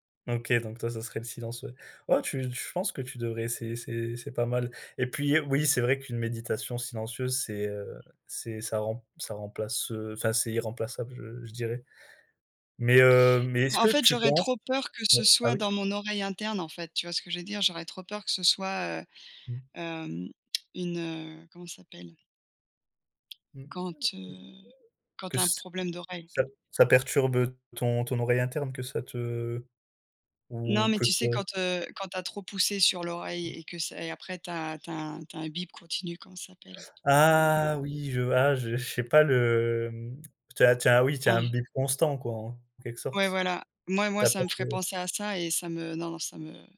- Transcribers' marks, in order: other background noise; tapping; tsk; other noise
- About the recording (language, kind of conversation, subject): French, unstructured, Comment la musique influence-t-elle ton humeur au quotidien ?